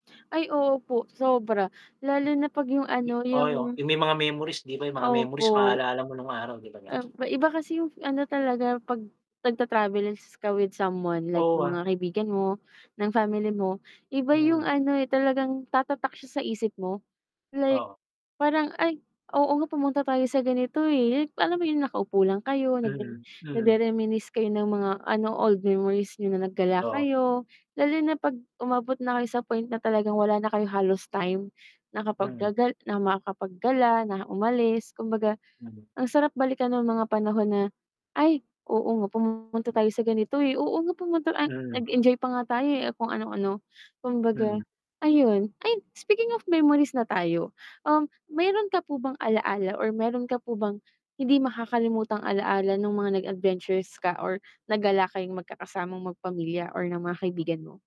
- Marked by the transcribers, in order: static; unintelligible speech; other background noise; gasp; distorted speech; unintelligible speech
- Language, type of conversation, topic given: Filipino, unstructured, Paano mo nahihikayat ang pamilya o mga kaibigan mo na sumama sa iyong pakikipagsapalaran?